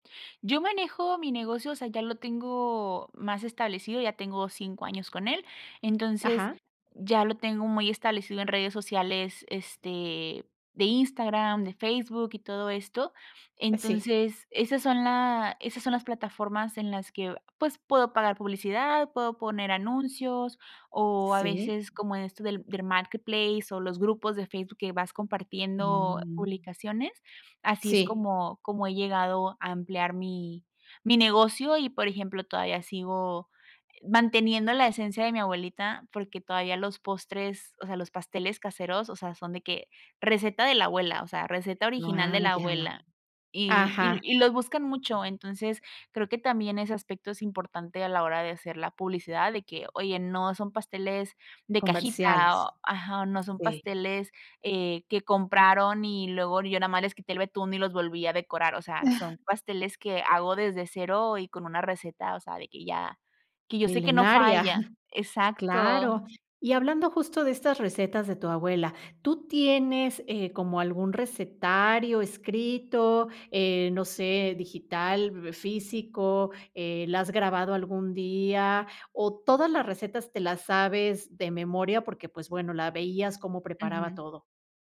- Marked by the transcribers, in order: chuckle; chuckle
- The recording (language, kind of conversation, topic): Spanish, podcast, ¿Qué importancia tienen para ti las recetas de tu abuela?